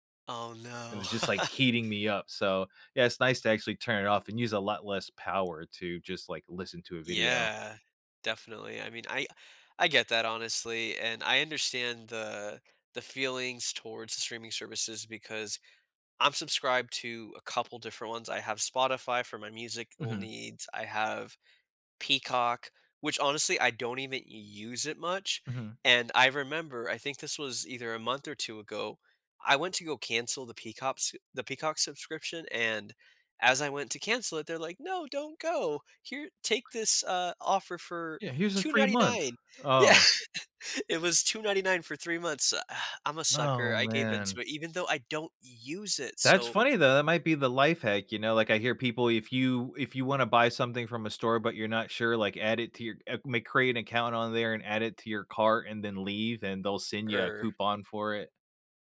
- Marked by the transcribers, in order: laugh; put-on voice: "No, don't go. Here, take this, uh, offer for two ninty-nine"; laughing while speaking: "Yeah"; laugh; sigh
- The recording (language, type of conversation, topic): English, unstructured, How do I balance watching a comfort favorite and trying something new?